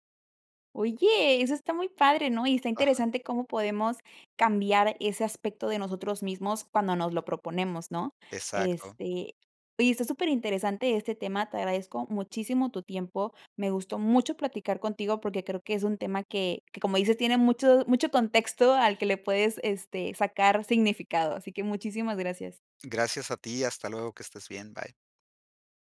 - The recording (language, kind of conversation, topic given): Spanish, podcast, ¿Qué barreras impiden que hagamos nuevas amistades?
- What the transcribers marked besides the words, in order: none